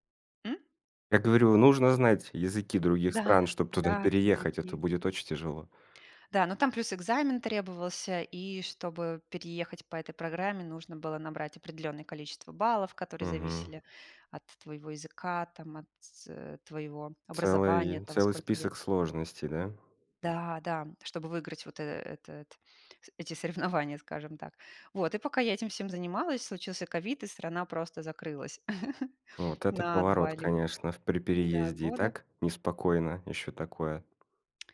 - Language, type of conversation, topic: Russian, podcast, Что вы выбираете — стабильность или перемены — и почему?
- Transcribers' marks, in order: laughing while speaking: "соревнования"; chuckle; tapping